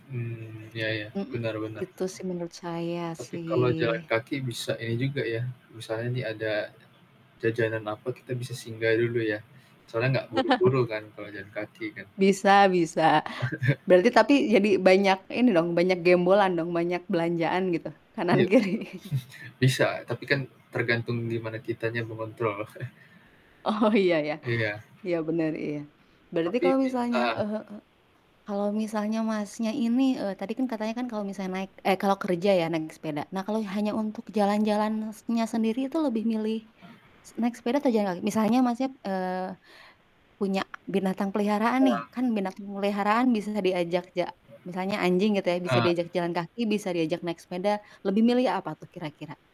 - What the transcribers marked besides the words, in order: static; unintelligible speech; chuckle; tapping; chuckle; laughing while speaking: "Kanan-kiri"; chuckle; chuckle; laughing while speaking: "Oh"; other background noise; distorted speech
- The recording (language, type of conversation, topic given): Indonesian, unstructured, Apa yang membuat Anda lebih memilih bersepeda daripada berjalan kaki?